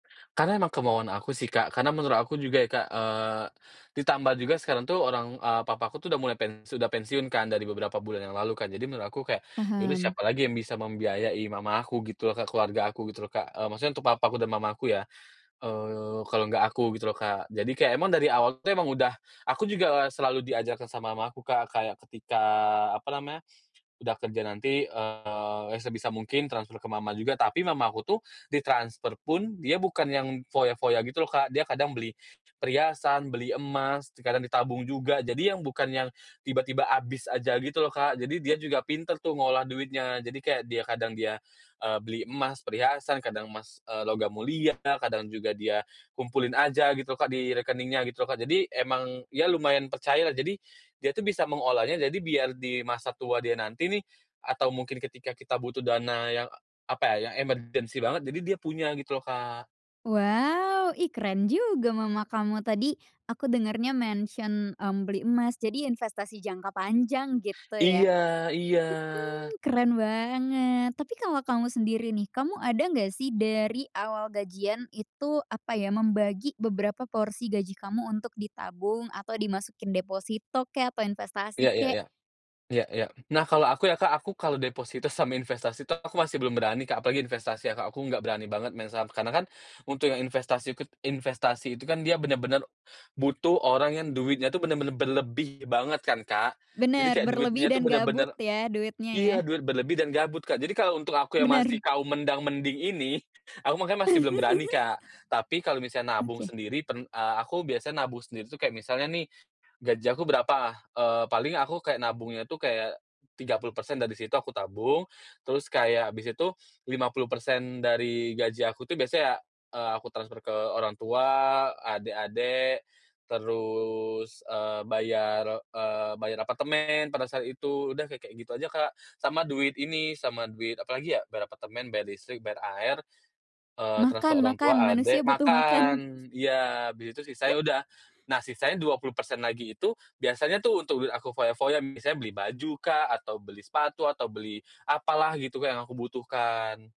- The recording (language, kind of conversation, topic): Indonesian, podcast, Apa kenanganmu saat pertama kali menerima gaji sendiri?
- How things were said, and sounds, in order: in English: "emergency"; in English: "mention"; laugh; chuckle; laughing while speaking: "makan"; chuckle